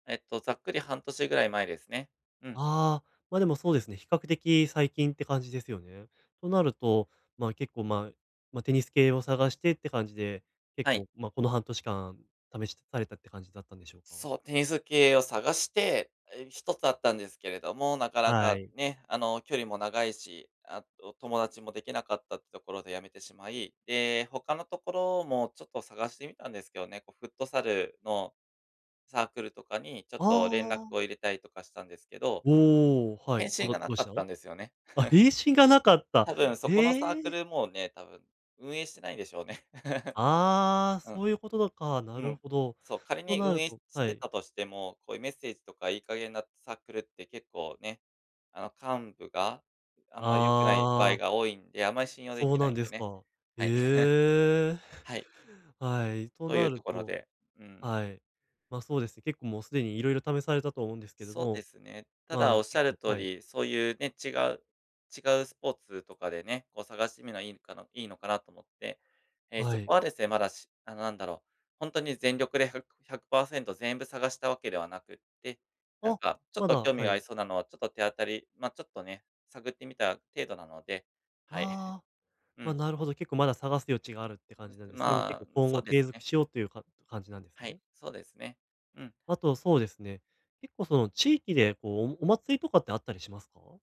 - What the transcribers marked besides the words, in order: chuckle; chuckle; chuckle
- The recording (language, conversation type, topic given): Japanese, advice, 引っ越してから感じる孤独や寂しさに、どう対処すればよいですか？